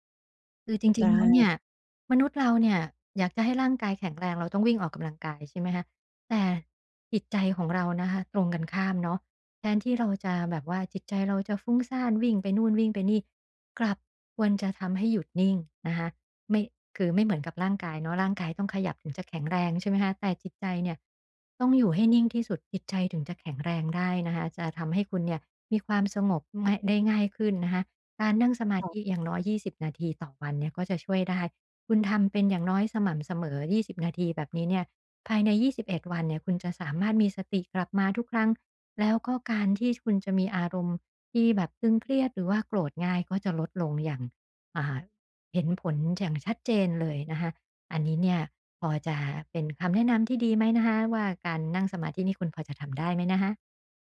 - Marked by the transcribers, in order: none
- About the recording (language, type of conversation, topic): Thai, advice, ฉันจะใช้การหายใจเพื่อลดความตึงเครียดได้อย่างไร?